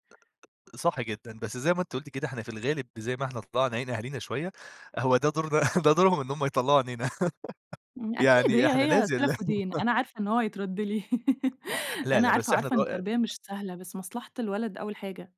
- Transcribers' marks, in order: other noise; tapping; chuckle; laugh; laughing while speaking: "لا"; chuckle; laugh; unintelligible speech
- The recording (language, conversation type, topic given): Arabic, podcast, إزاي بتحطوا حدود لاستخدام الموبايل في البيت؟
- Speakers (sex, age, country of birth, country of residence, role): female, 30-34, United States, Egypt, guest; male, 25-29, Egypt, Egypt, host